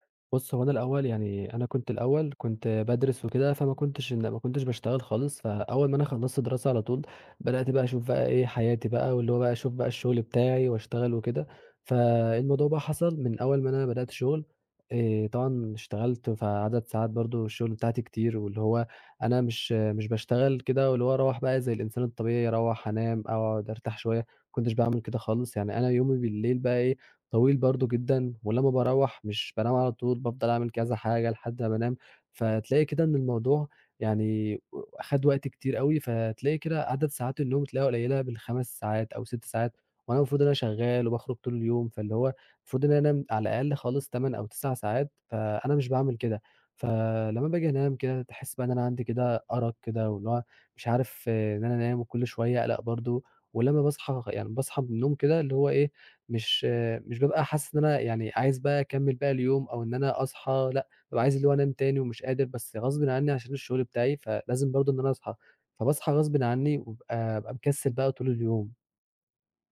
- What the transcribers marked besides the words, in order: other background noise; other noise
- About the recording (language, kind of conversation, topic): Arabic, advice, إزاي أوصف مشكلة النوم والأرق اللي بتيجي مع الإجهاد المزمن؟
- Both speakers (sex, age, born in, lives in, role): male, 20-24, Egypt, Egypt, advisor; male, 20-24, Egypt, Egypt, user